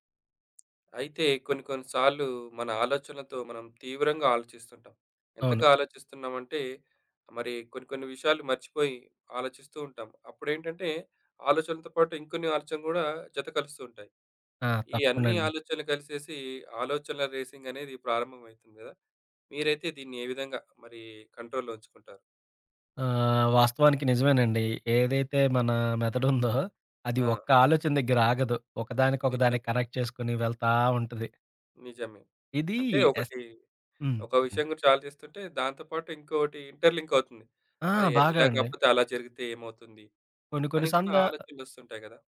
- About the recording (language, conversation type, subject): Telugu, podcast, ఆలోచనలు వేగంగా పరుగెత్తుతున్నప్పుడు వాటిని ఎలా నెమ్మదింపచేయాలి?
- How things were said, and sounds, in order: in English: "రేసింగ్"; in English: "కంట్రోల్‌లో"; in English: "కనెక్ట్"; in English: "ఎస్"; in English: "ఇంటర్‌లింక్"